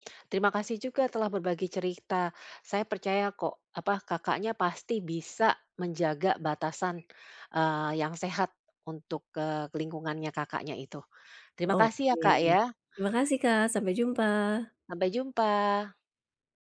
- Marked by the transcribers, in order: other background noise
- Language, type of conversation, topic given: Indonesian, advice, Bagaimana cara menetapkan batasan yang sehat di lingkungan sosial?